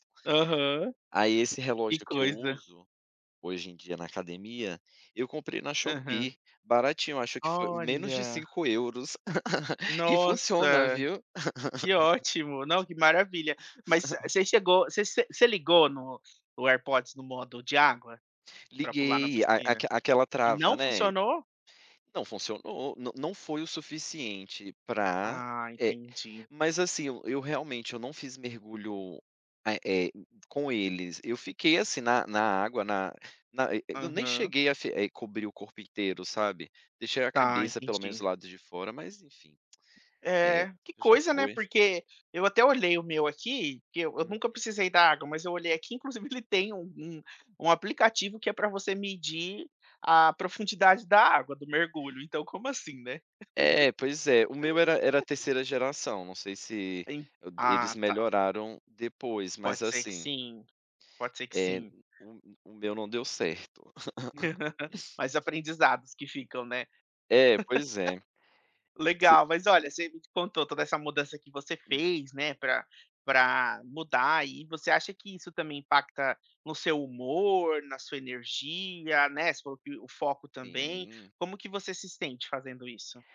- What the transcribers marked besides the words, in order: laugh; laugh; laugh; laugh
- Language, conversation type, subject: Portuguese, podcast, Como você cria uma rotina para realmente desligar o celular?